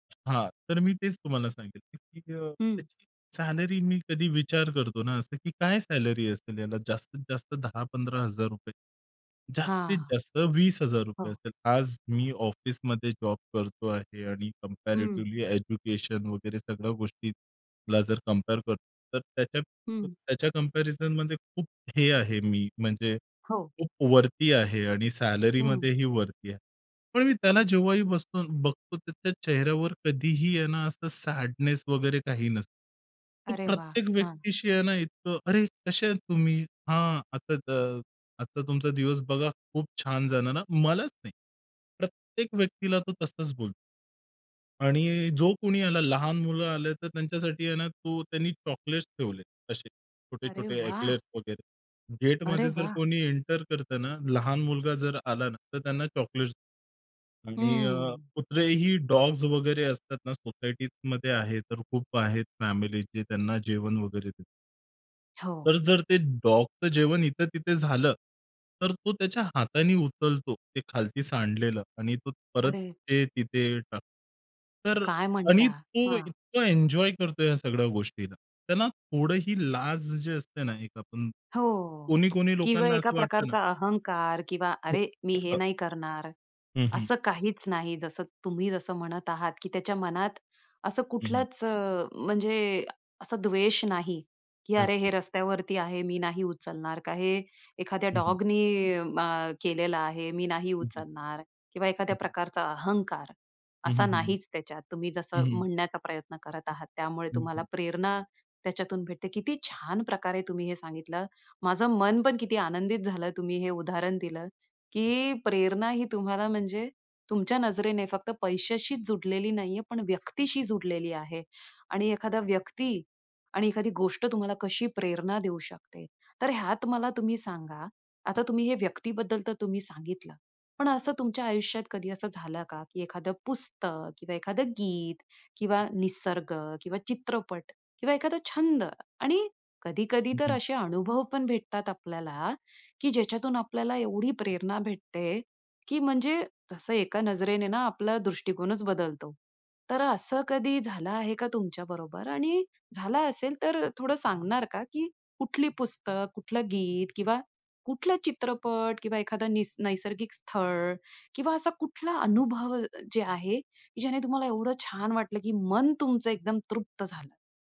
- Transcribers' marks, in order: other background noise; in English: "सॅलरी"; in English: "सॅलरी"; in English: "जॉब"; in English: "कम्पॅरिटीवली एज्युकेशन"; in English: "कंपेअर"; in English: "कम्पॅरिझनमध्ये"; in English: "सॅलरीमध्येही"; "बघतो" said as "बसतो"; in English: "सॅडनेस"; in English: "एंटर"; in English: "डॉग्स"; in English: "फॅमिली"; in English: "डॉगचं"; in English: "एन्जॉय"; in English: "डॉगनी"
- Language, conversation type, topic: Marathi, podcast, प्रेरणा तुम्हाला मुख्यतः कुठून मिळते, सोप्या शब्दात सांगा?